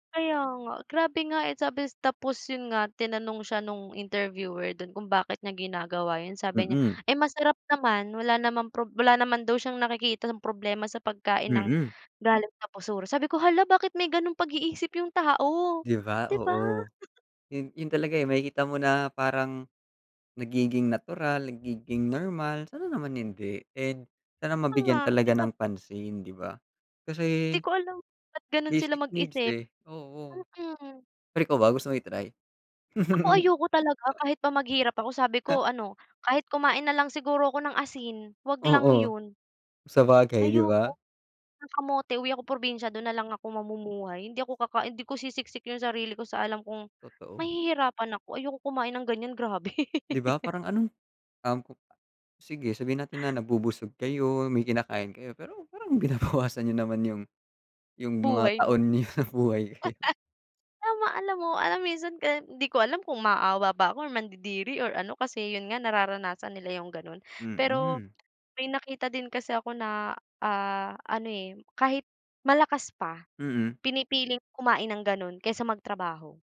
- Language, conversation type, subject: Filipino, unstructured, Ano ang reaksyon mo sa mga taong kumakain ng basura o panis na pagkain?
- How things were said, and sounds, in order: tapping; other background noise; laugh; snort; laugh; laughing while speaking: "binabawasan"; chuckle; laughing while speaking: "niyo sa buhay"